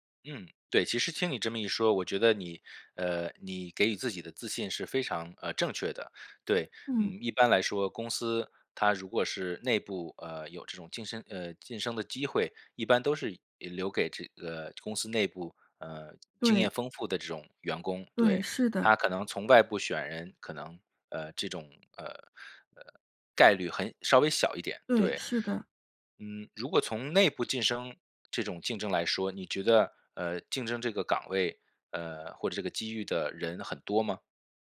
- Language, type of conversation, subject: Chinese, advice, 在竞争激烈的情况下，我该如何争取晋升？
- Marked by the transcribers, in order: none